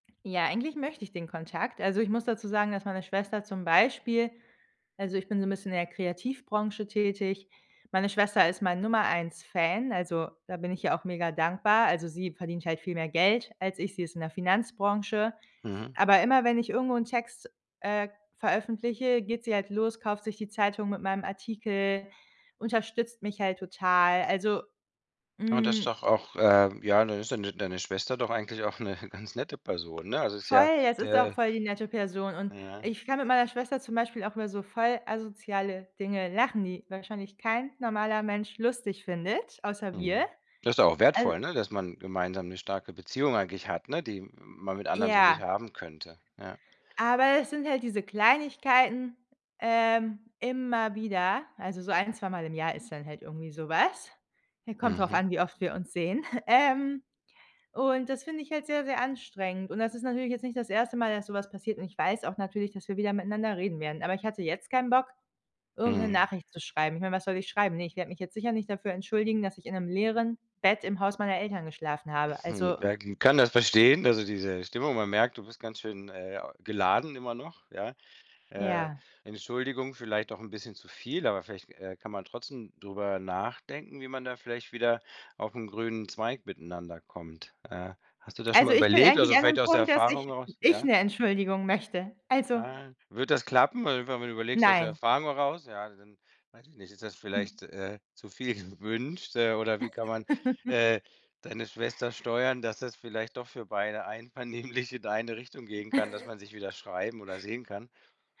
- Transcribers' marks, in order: laughing while speaking: "'ne"; other background noise; chuckle; laughing while speaking: "gewünscht"; chuckle; laughing while speaking: "einvernehmlich"; chuckle
- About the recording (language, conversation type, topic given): German, advice, Wie kann ich nach einem Streit mit einem langjährigen Freund die Versöhnung beginnen, wenn ich unsicher bin?